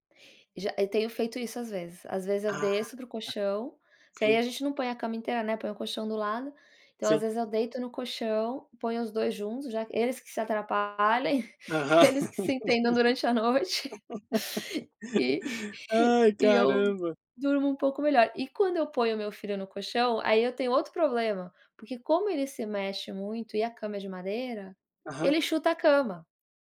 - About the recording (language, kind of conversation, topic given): Portuguese, advice, Como posso dormir melhor quando meu parceiro ronca ou se mexe durante a noite?
- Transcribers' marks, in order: laugh; chuckle; chuckle